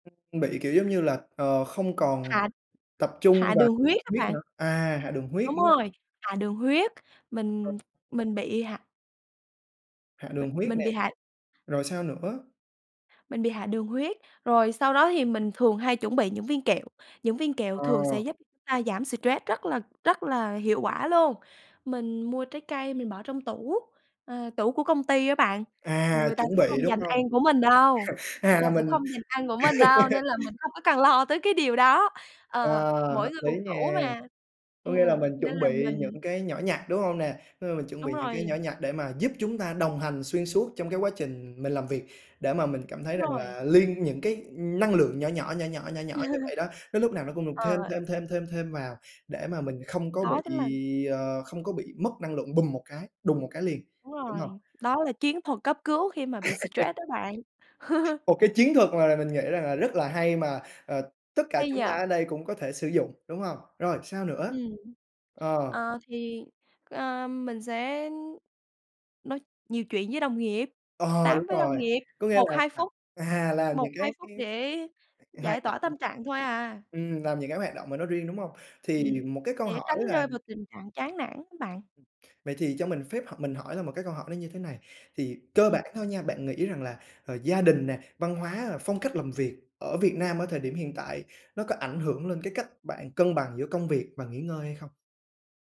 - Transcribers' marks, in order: other background noise; "stress" said as "xì trét"; laugh; laugh; tapping; laugh; "stress" said as "xì trét"; laugh
- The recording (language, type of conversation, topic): Vietnamese, podcast, Bạn cân bằng giữa công việc và nghỉ ngơi như thế nào?